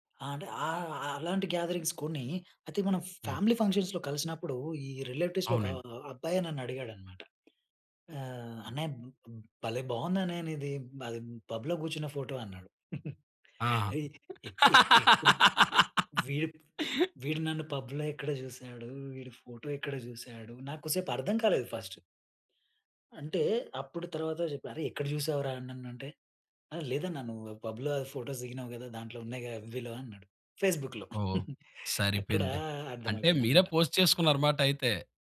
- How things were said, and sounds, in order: in English: "గ్యాదరింగ్స్"; in English: "ఫ్యామిలీ ఫంక్షన్స్‌లో"; in English: "రిలేటివ్స్‌లో"; in English: "పబ్‌లో"; chuckle; laugh; in English: "పబ్‌లో"; in English: "పబ్‌లో ఫోటోస్"; in English: "ఎఫ్‌బి‌లో"; in English: "ఫేస్‌బుక్‌లో"; chuckle; in English: "పోస్ట్"
- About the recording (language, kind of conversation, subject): Telugu, podcast, పాత పోస్టులను తొలగించాలా లేదా దాచివేయాలా అనే విషయంలో మీ అభిప్రాయం ఏమిటి?